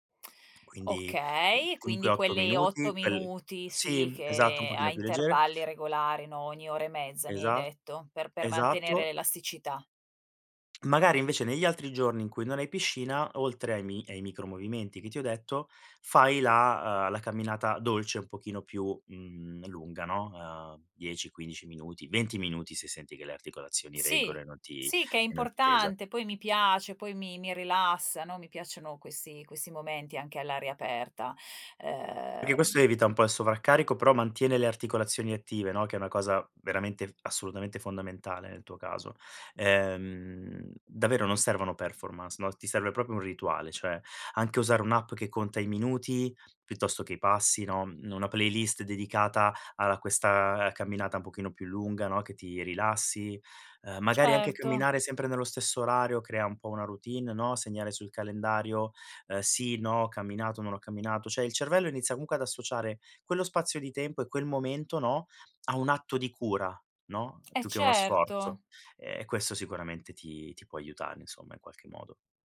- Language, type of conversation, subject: Italian, advice, Come posso conciliare il lavoro con una routine di allenamento regolare?
- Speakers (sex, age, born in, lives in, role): female, 45-49, Italy, Italy, user; male, 40-44, Italy, Italy, advisor
- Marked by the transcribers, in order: drawn out: "uhm"